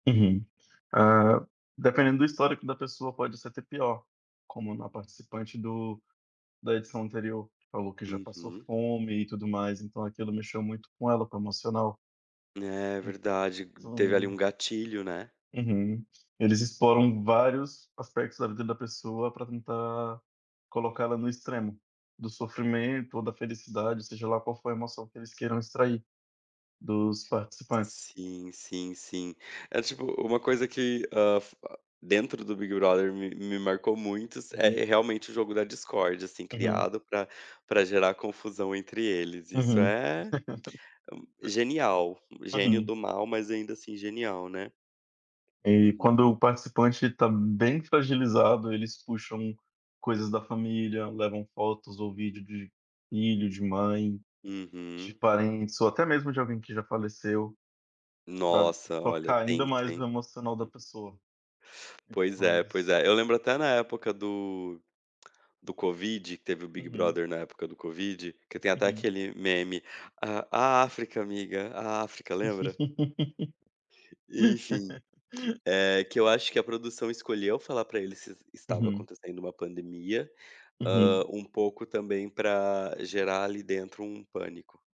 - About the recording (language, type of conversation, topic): Portuguese, unstructured, Você acha que os reality shows exploram o sofrimento alheio?
- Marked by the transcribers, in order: other background noise; laugh; tapping; laugh